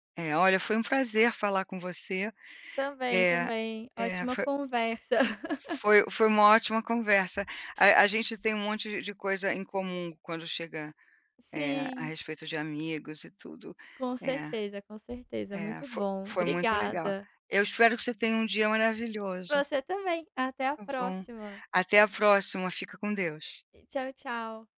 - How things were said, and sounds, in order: chuckle; tapping
- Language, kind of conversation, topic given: Portuguese, unstructured, Como você se adapta a diferentes personalidades em um grupo de amigos?